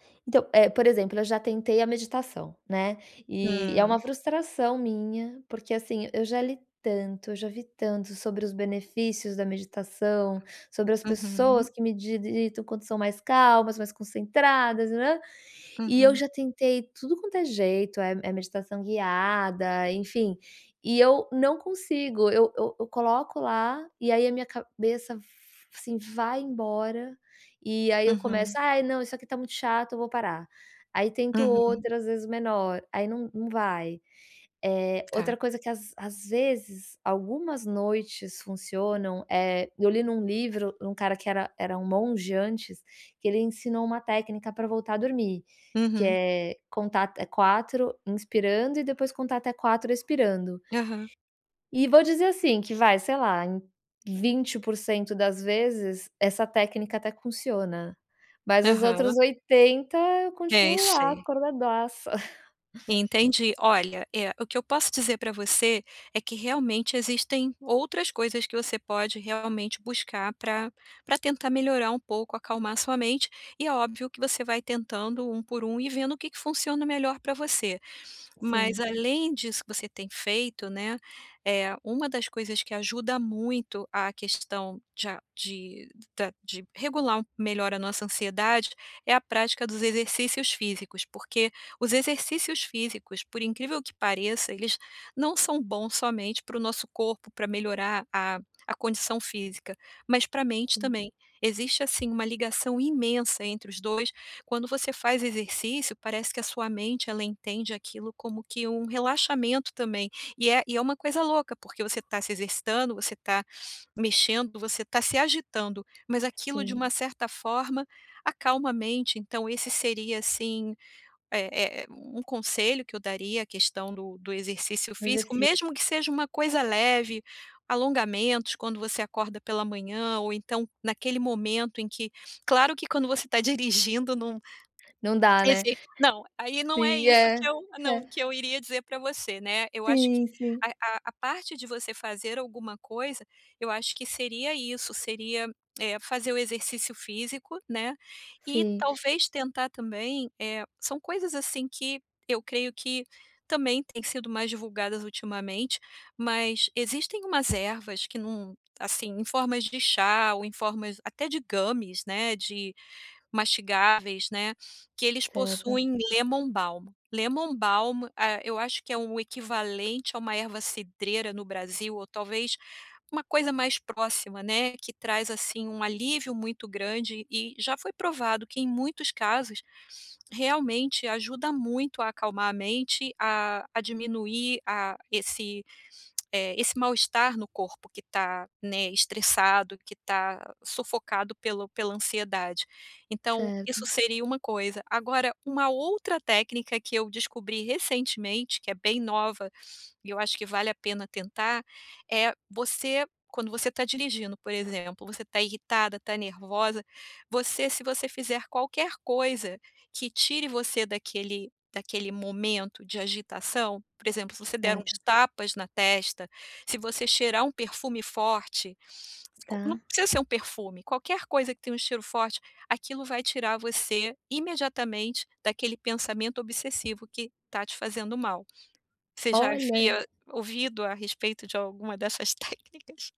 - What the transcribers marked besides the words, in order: other background noise; "meditam" said as "mediditam"; unintelligible speech; chuckle; sniff; chuckle; in English: "gummies"; in English: "lemon balm, lemon balm"; tongue click; sniff; sniff; laughing while speaking: "técnicas?"
- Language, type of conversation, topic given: Portuguese, advice, Como posso acalmar a mente rapidamente?